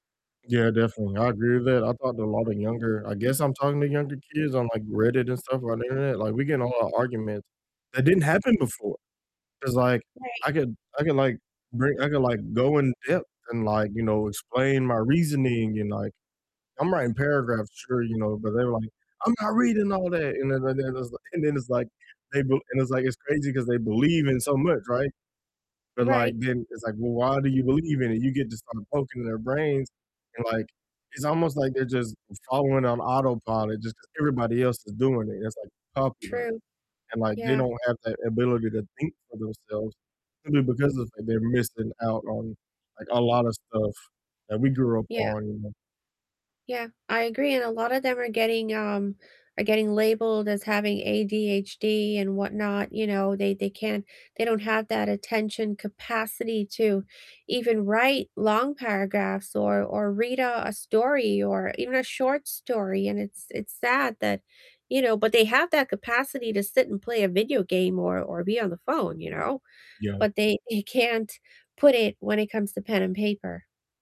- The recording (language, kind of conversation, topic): English, unstructured, Which nearby trail or neighborhood walk do you love recommending, and why should we try it together?
- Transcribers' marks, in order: static; distorted speech